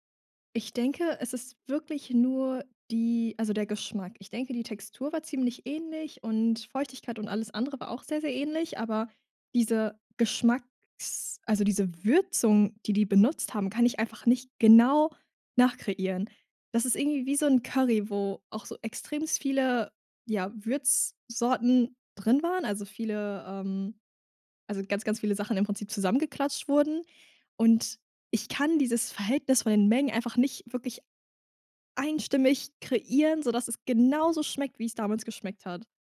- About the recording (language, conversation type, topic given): German, podcast, Gibt es ein verlorenes Rezept, das du gerne wiederhättest?
- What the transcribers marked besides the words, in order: stressed: "Würzung"; "extrem" said as "extremst"; stressed: "genauso"